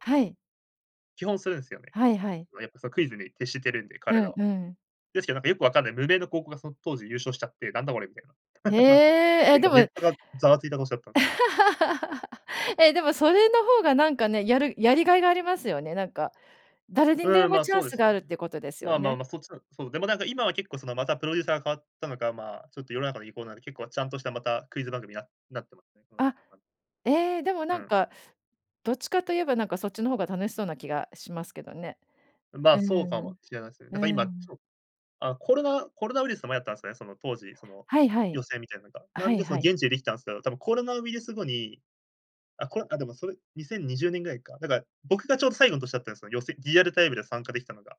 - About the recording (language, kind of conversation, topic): Japanese, podcast, ライブやコンサートで最も印象に残っている出来事は何ですか？
- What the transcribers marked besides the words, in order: laugh; laugh